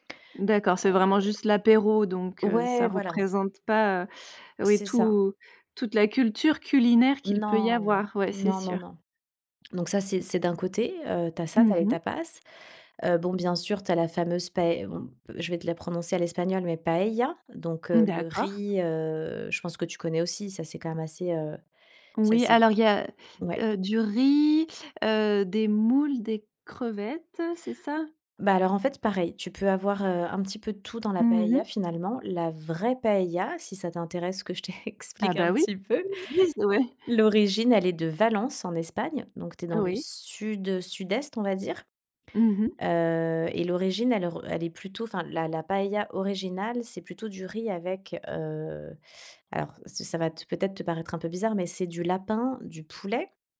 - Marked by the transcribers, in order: drawn out: "Non"; put-on voice: "paella"; other background noise; unintelligible speech
- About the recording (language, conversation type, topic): French, podcast, Quelles recettes se transmettent chez toi de génération en génération ?